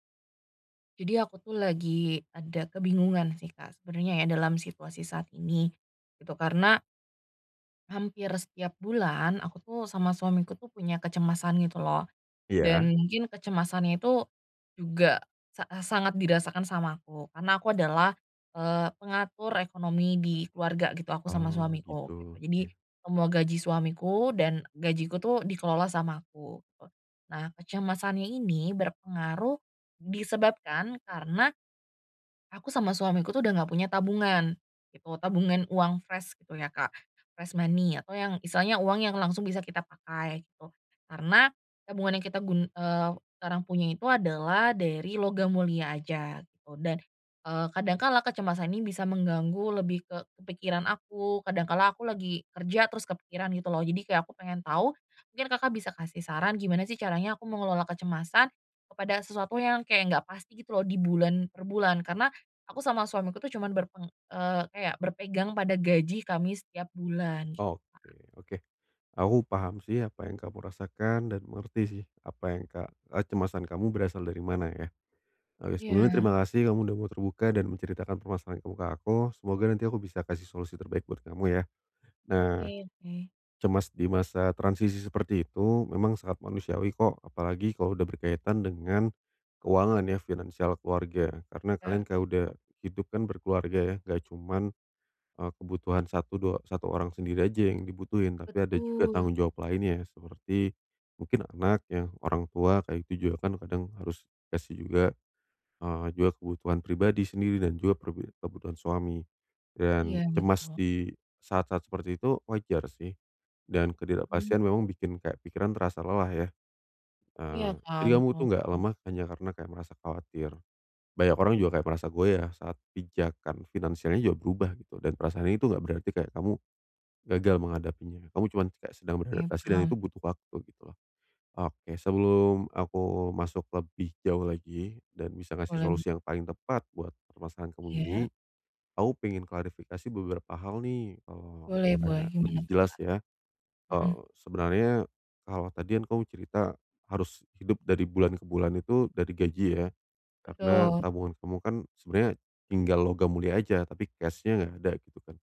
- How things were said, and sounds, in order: in English: "fresh"; in English: "fresh money"; unintelligible speech; other background noise
- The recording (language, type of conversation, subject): Indonesian, advice, Bagaimana cara mengelola kecemasan saat menjalani masa transisi dan menghadapi banyak ketidakpastian?